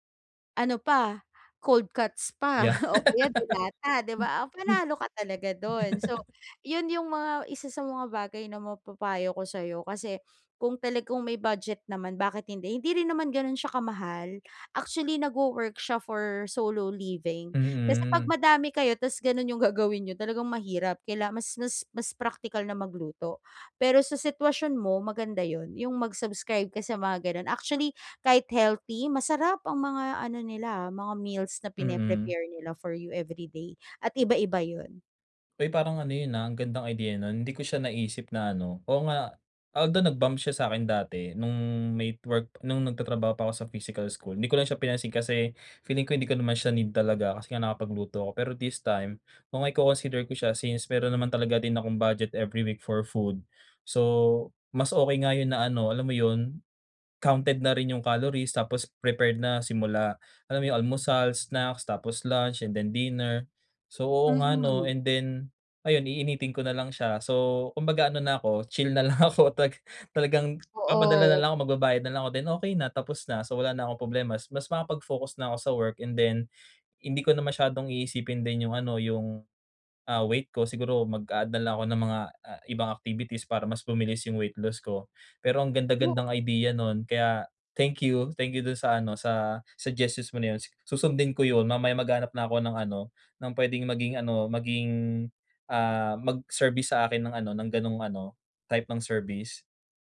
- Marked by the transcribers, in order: laugh; tapping; other background noise; laughing while speaking: "na lang ako"
- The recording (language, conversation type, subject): Filipino, advice, Paano ako makakaplano ng mga pagkain para sa buong linggo?
- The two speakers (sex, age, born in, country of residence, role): female, 35-39, Philippines, Philippines, advisor; male, 25-29, Philippines, Philippines, user